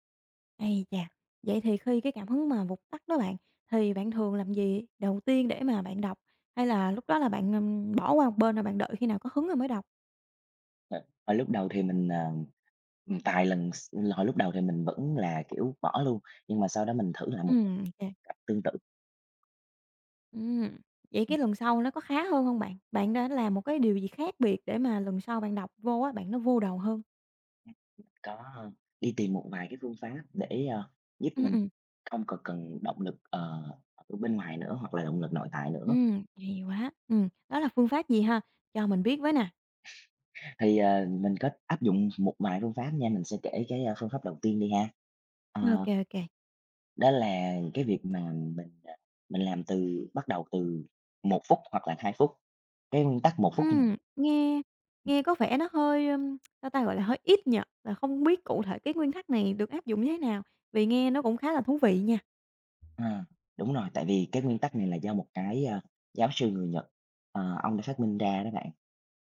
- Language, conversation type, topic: Vietnamese, podcast, Làm sao bạn duy trì kỷ luật khi không có cảm hứng?
- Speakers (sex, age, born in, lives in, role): female, 25-29, Vietnam, Vietnam, host; male, 20-24, Vietnam, Vietnam, guest
- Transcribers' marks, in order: tapping; other background noise